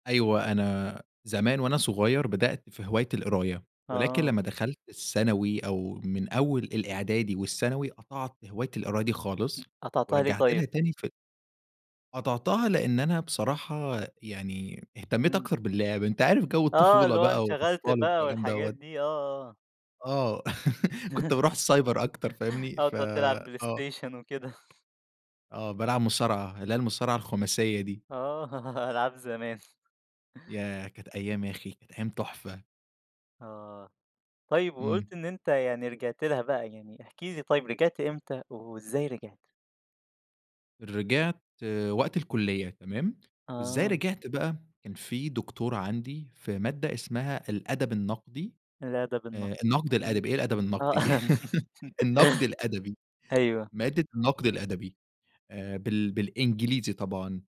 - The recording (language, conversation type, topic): Arabic, podcast, احكيلي عن هواية رجعت لها تاني مؤخرًا؟
- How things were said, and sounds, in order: other noise; chuckle; in English: "السايبر"; chuckle; tapping; laughing while speaking: "آه، العاب زمان"; chuckle; laugh